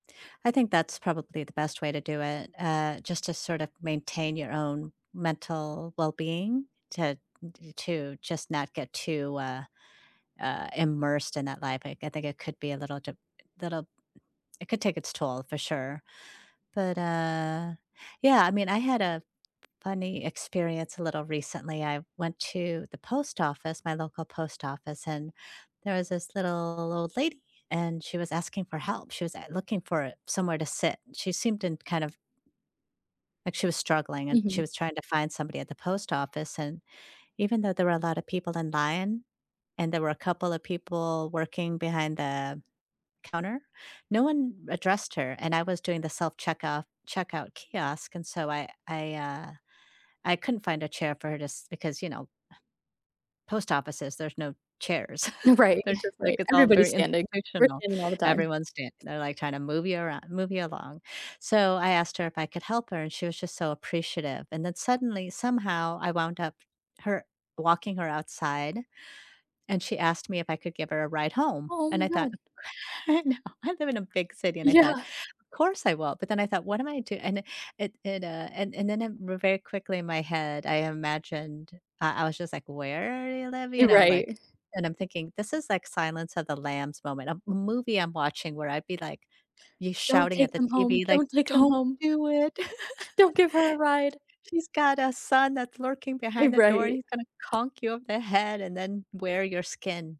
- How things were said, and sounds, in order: other background noise; scoff; chuckle; laughing while speaking: "They're just like"; laughing while speaking: "Right"; tapping; laughing while speaking: "No, I live"; laughing while speaking: "Yeah"; laughing while speaking: "right"; chuckle; laugh
- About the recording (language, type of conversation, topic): English, unstructured, When was the last time a stranger surprised you with kindness, and how did it affect you?
- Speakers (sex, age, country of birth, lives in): female, 30-34, United States, United States; female, 55-59, Vietnam, United States